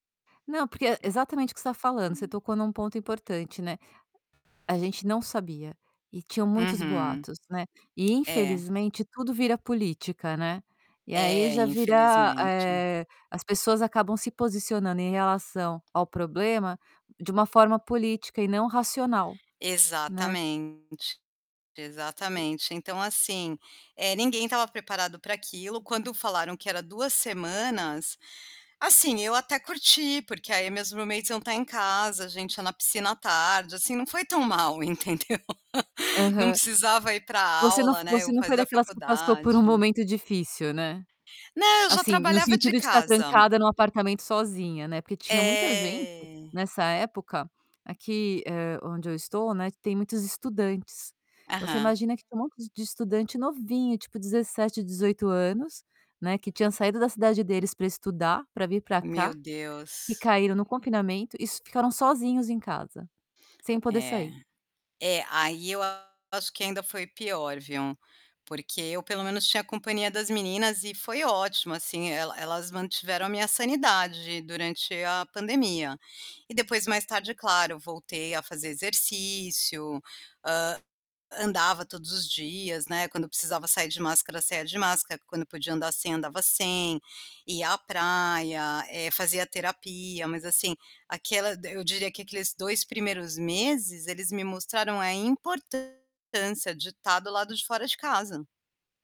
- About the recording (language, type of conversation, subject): Portuguese, podcast, Como um passeio curto pode mudar o seu humor ao longo do dia?
- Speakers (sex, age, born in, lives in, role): female, 45-49, Brazil, United States, guest; female, 50-54, Brazil, France, host
- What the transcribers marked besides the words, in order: other background noise; static; tapping; distorted speech; in English: "roommates"; laugh; drawn out: "É"